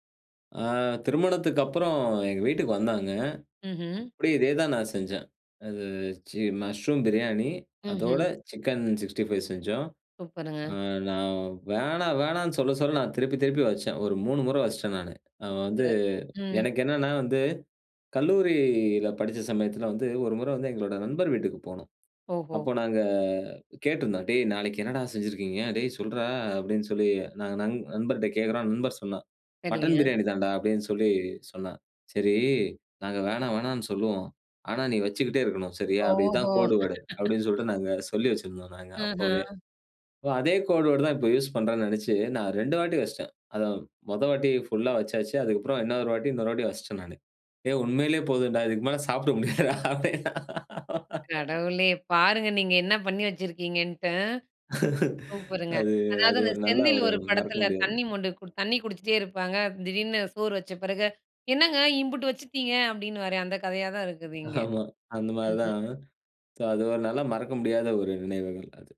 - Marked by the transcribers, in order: other background noise; laugh; laughing while speaking: "சாப்ட முடியாதுடா அப்டின்னா"; laugh; other noise
- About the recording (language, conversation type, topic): Tamil, podcast, நண்பருக்கு மன ஆறுதல் தர நீங்கள் என்ன சமைப்பீர்கள்?